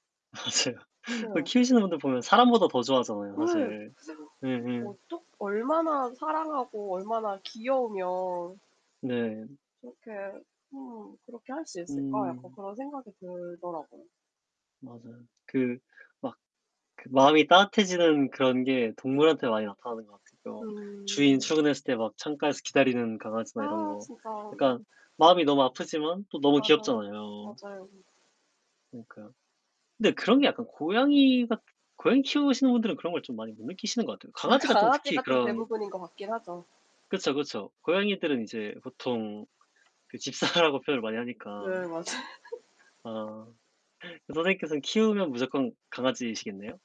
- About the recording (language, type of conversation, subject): Korean, unstructured, 동물들이 주는 위로와 사랑에 대해 어떻게 생각하시나요?
- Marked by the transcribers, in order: laughing while speaking: "맞아요"; static; laughing while speaking: "그래서"; other background noise; laughing while speaking: "아"; laughing while speaking: "집사라고"; laughing while speaking: "맞아요"; laugh